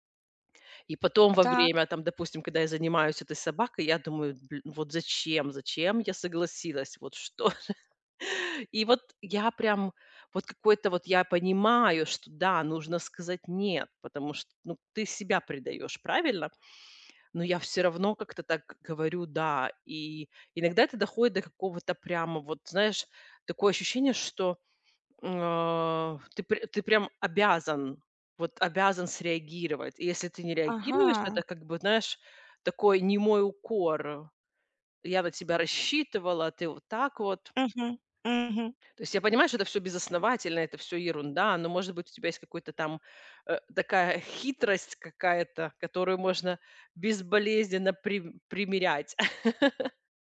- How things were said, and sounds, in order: put-on voice: "Дл ну вот зачем? Зачем я согласилась?"; tapping; laughing while speaking: "что же"; put-on voice: "Я на тебя рассчитывала, а ты вот так вот"; other background noise; laughing while speaking: "можно"; chuckle
- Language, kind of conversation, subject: Russian, advice, Как мне уважительно отказывать и сохранять уверенность в себе?